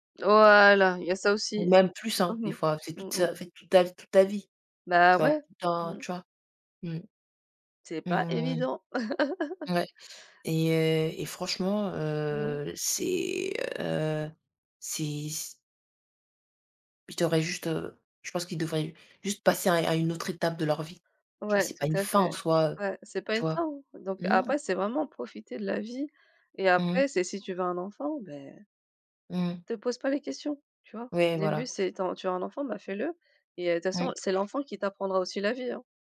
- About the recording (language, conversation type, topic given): French, unstructured, Penses-tu que tout le monde mérite une seconde chance ?
- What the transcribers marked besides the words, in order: stressed: "Voilà"; laugh; drawn out: "Mmh"; drawn out: "C'est"; stressed: "fin"